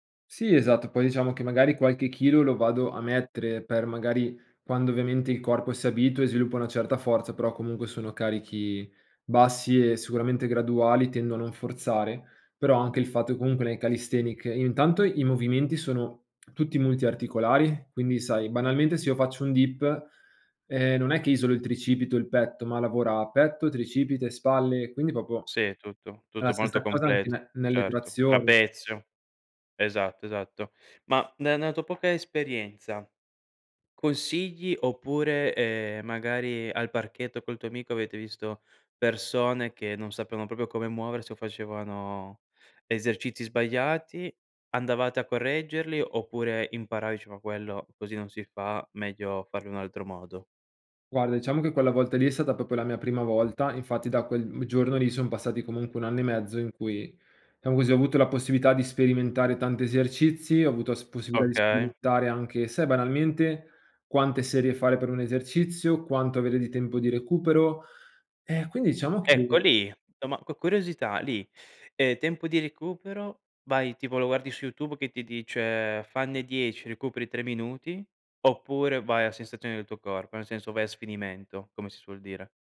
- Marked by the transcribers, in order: "calisthenics" said as "calisthenic"; in English: "dip"; "proprio" said as "popo"; tapping; "proprio" said as "propio"; "proprio" said as "popio"; "diciamo" said as "ciamo"; "recupero" said as "ricupero"
- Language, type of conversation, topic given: Italian, podcast, Come creare una routine di recupero che funzioni davvero?